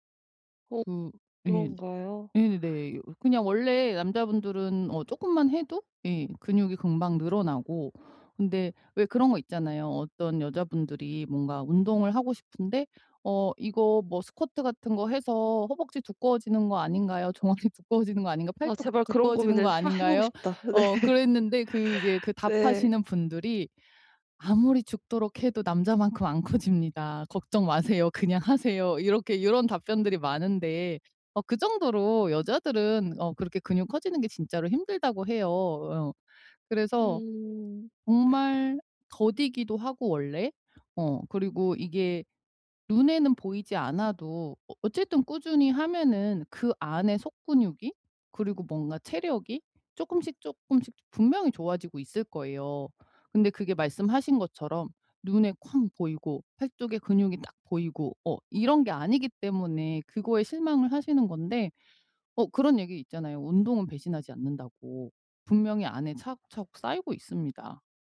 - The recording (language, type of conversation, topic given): Korean, advice, 다른 사람의 성과를 볼 때 자주 열등감을 느끼면 어떻게 해야 하나요?
- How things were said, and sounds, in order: laughing while speaking: "종아리"; laughing while speaking: "네"; tapping